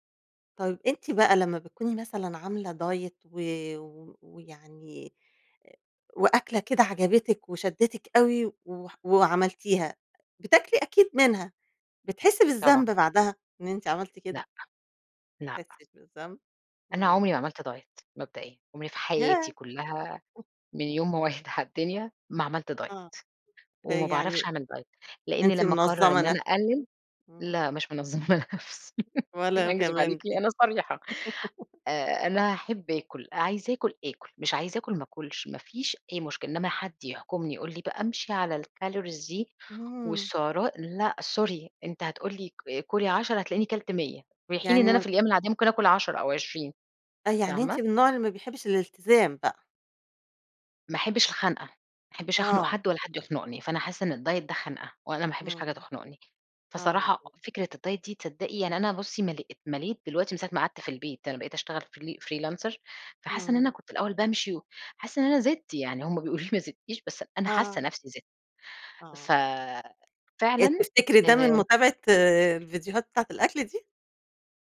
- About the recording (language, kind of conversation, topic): Arabic, podcast, إيه رأيك في تأثير السوشيال ميديا على عادات الأكل؟
- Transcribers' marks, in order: in English: "دايت"; in English: "دايت"; tapping; chuckle; laughing while speaking: "وعيت على"; in English: "دايت"; in English: "دايت"; laughing while speaking: "منظمة نفسي، أكذب عليكِ أنا صريحة"; giggle; in English: "الcalories"; in English: "سوري"; in English: "الدايت"; in English: "الدايت"; in English: "فريلانسر"